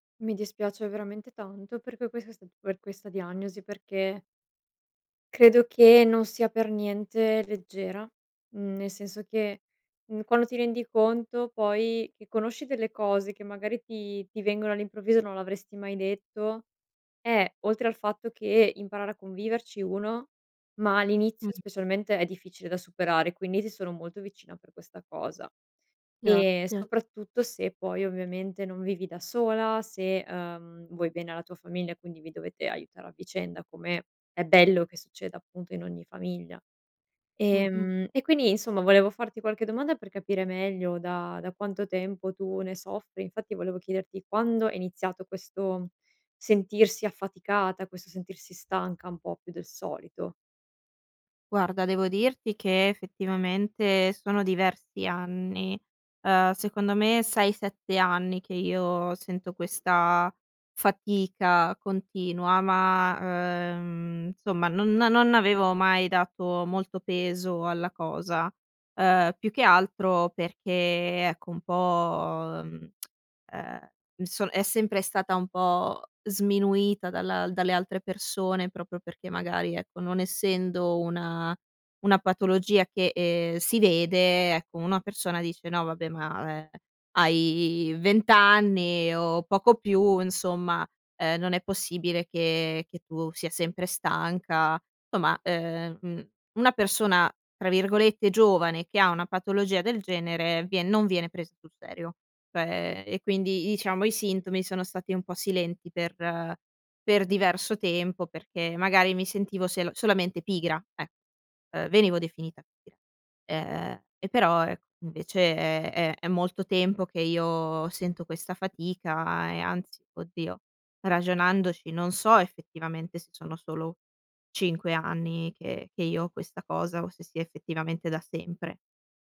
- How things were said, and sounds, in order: "questa" said as "quesa"; "Grazie" said as "gratte"; "effettivamente" said as "fettivamente"; "insomma" said as "nsomma"; tsk; "proprio" said as "propio"; "Insomma" said as "tomma"; "diciamo" said as "iciamo"; "pigra" said as "gra"; "invece" said as "nvece"
- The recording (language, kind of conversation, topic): Italian, advice, Come influisce l'affaticamento cronico sulla tua capacità di prenderti cura della famiglia e mantenere le relazioni?